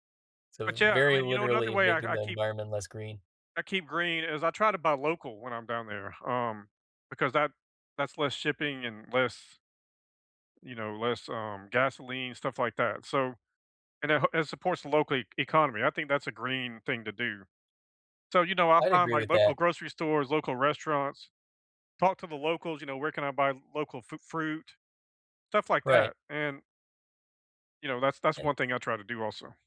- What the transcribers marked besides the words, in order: none
- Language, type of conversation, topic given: English, unstructured, How can you keep your travels green while connecting with local life?